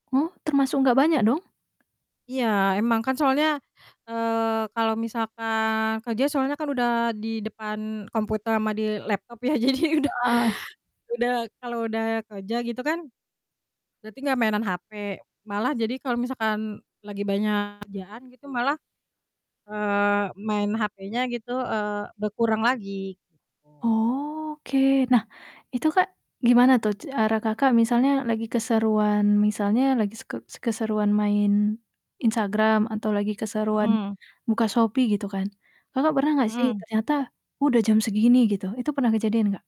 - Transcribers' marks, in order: static; tapping; laughing while speaking: "jadi udah"; distorted speech; drawn out: "Oke"
- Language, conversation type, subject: Indonesian, podcast, Bagaimana kamu mengatur waktu layar agar tidak kecanduan?